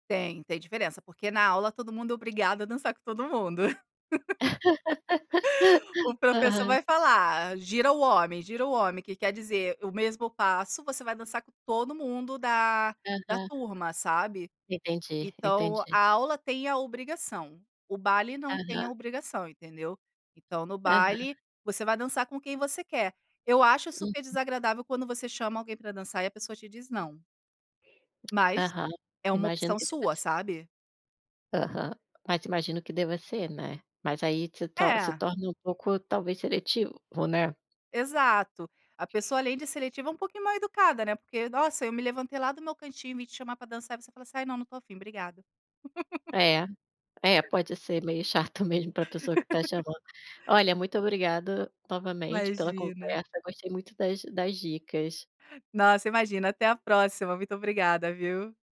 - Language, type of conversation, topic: Portuguese, podcast, O que mais te chama a atenção na dança, seja numa festa ou numa aula?
- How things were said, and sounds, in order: laugh; tapping; other background noise; laugh; laugh